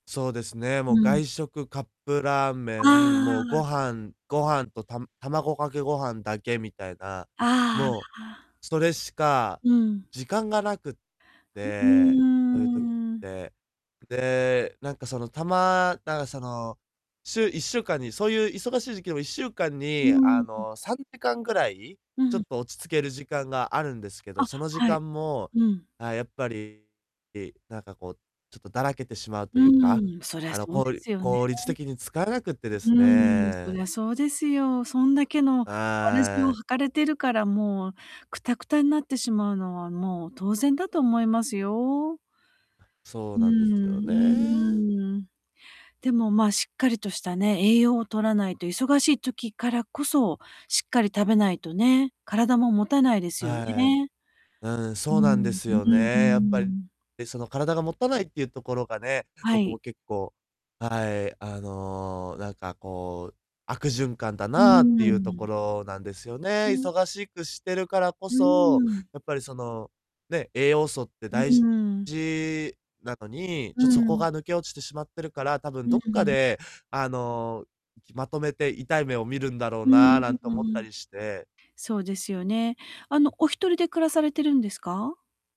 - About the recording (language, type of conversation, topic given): Japanese, advice, 忙しい日程の中で毎日の習慣をどうやって続ければいいですか？
- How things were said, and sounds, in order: static; distorted speech; other background noise; tapping